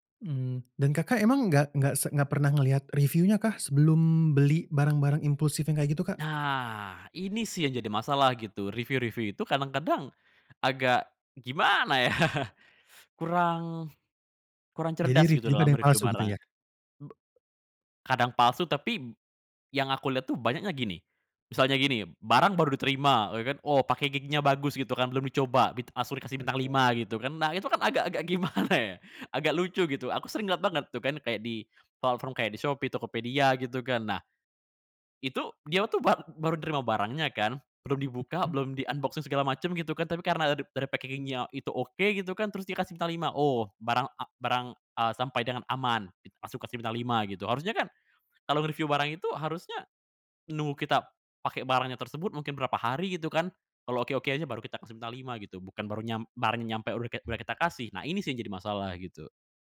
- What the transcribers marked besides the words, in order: chuckle; in English: "packaging-nya"; laughing while speaking: "gimana, ya"; in English: "di-unboxing"; in English: "packaging-nya"
- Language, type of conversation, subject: Indonesian, podcast, Apa yang membuat konten influencer terasa asli atau palsu?